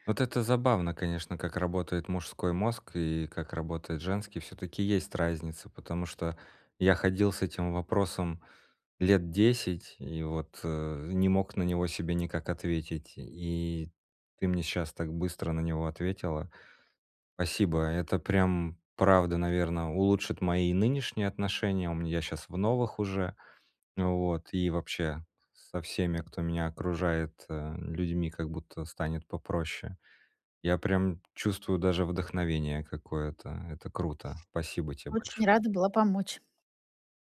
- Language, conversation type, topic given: Russian, advice, Как мне быть более поддерживающим другом в кризисной ситуации и оставаться эмоционально доступным?
- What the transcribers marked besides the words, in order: tapping; "Спасибо" said as "пасибо"; other background noise